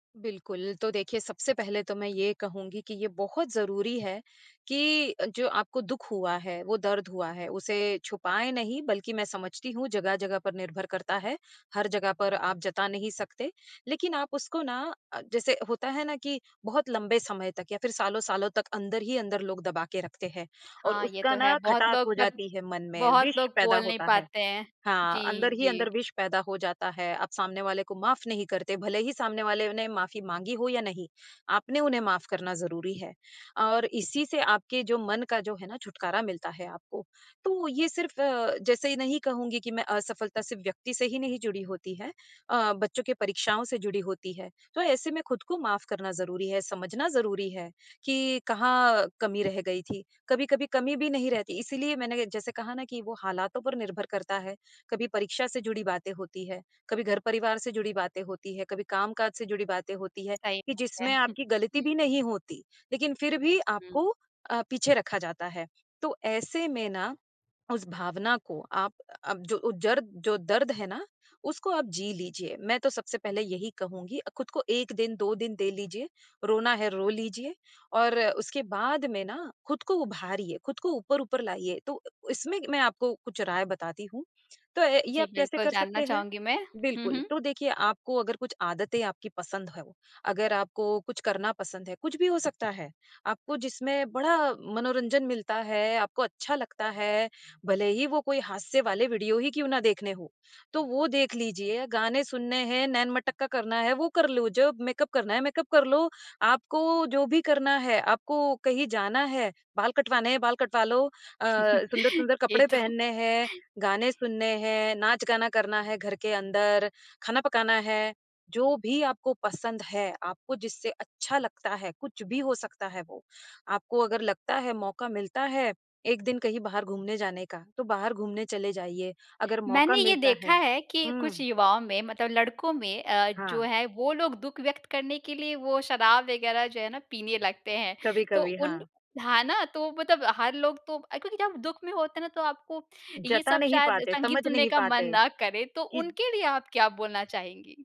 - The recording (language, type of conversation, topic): Hindi, podcast, आप असफलता को कैसे स्वीकार करते हैं और उससे क्या सीखते हैं?
- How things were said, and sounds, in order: other background noise; chuckle; laughing while speaking: "ये तो"